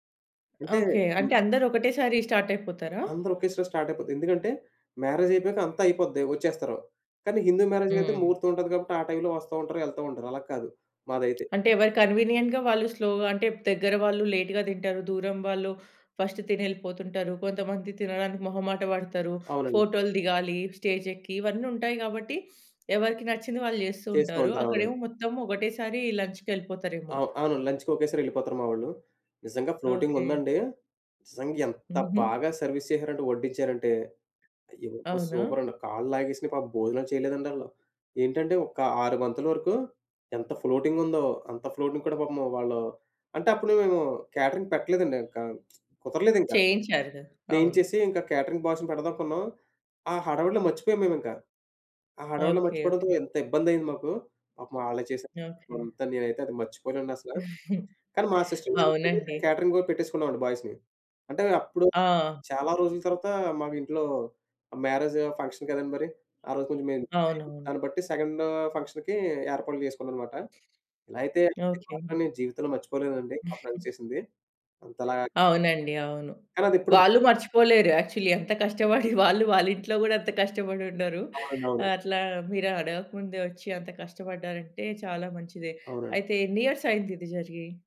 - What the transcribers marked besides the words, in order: in English: "స్టార్ట్"; in English: "మ్యారేజ్‌కైతే"; other background noise; in English: "కన్వీనియంట్‌గా"; in English: "స్లోగా"; in English: "లేట్‌గా"; in English: "ఫస్ట్"; sniff; in English: "లంచ్‌కొకేసారి"; stressed: "ఎంత"; in English: "సర్వీస్"; in English: "ఫ్లోటింగ్"; in English: "ఫ్లోటింగ్"; in English: "క్యాటరింగ్"; horn; lip smack; in English: "క్యాటరింగ్ బాయ్స్‌ని"; chuckle; in English: "సిస్టర్ మ్యారేజ్‌కైతే"; in English: "బాయ్స్‌ని"; in English: "ఫంక్షన్"; unintelligible speech; in English: "ఫంక్షన్‌కి"; chuckle; in English: "యాక్చువల్లీ"; in English: "ఇయర్స్"
- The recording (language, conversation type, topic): Telugu, podcast, మీరు ఏ సందర్భంలో సహాయం కోరాల్సి వచ్చిందో వివరించగలరా?